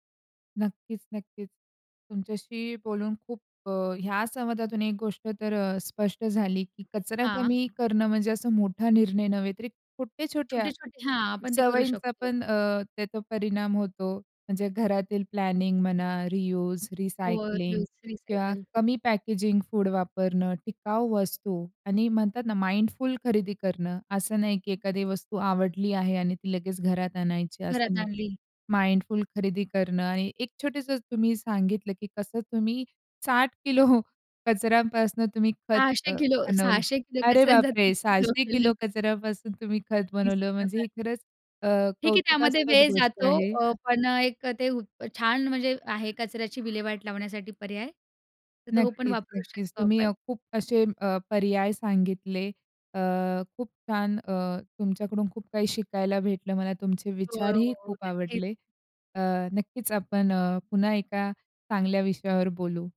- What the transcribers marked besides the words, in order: other background noise; tapping; in English: "प्लॅनिंग"; in English: "रियुज, रिसायकलिंग"; in English: "फोर युज रिसायकल"; in English: "पॅकेजिंग फूड"; laughing while speaking: "किलो"; surprised: "अरे बापरे!"; laughing while speaking: "कचऱ्याचा तीस किलो केलं"
- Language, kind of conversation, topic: Marathi, podcast, कचरा कमी करण्यासाठी कोणते उपाय सर्वाधिक प्रभावी ठरतात?